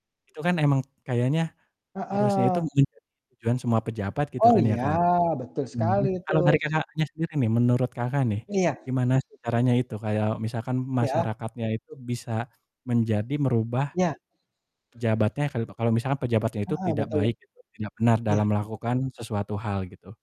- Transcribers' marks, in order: distorted speech; other background noise
- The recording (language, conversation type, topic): Indonesian, unstructured, Perilaku apa dari pejabat publik yang paling membuat kamu muak?